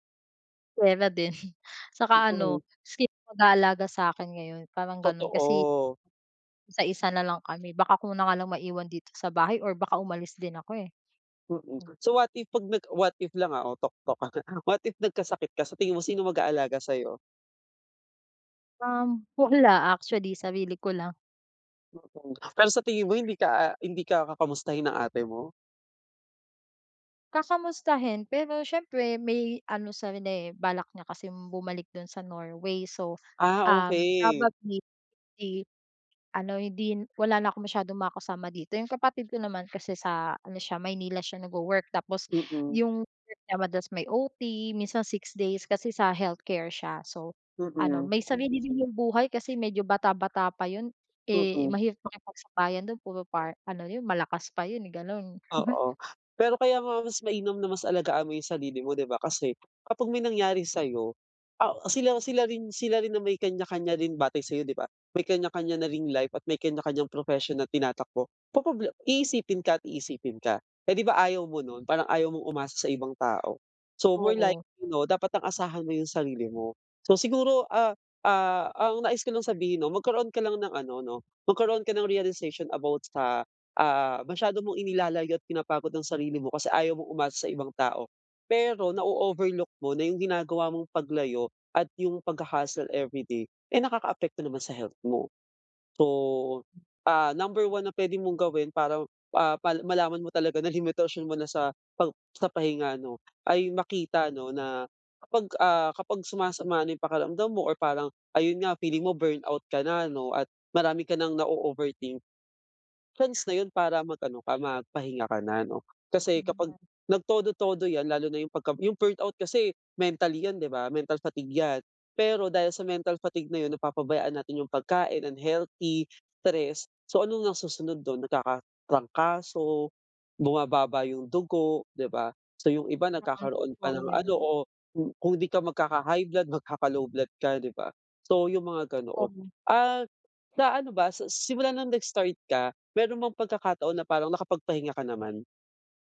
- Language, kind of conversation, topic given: Filipino, advice, Paano ko tatanggapin ang aking mga limitasyon at matutong magpahinga?
- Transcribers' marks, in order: chuckle; "sino" said as "skip"; other background noise; chuckle; chuckle